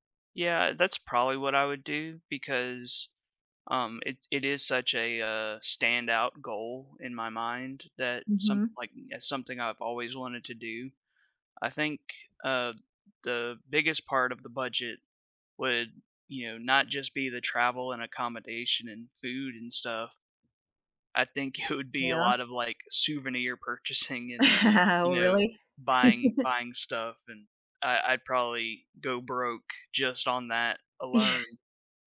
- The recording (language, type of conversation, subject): English, unstructured, What inspires your desire to travel and explore new places?
- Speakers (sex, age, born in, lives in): female, 55-59, United States, United States; male, 35-39, United States, United States
- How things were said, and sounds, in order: laughing while speaking: "it"; laugh; laughing while speaking: "purchasing"; chuckle; laughing while speaking: "Yeah"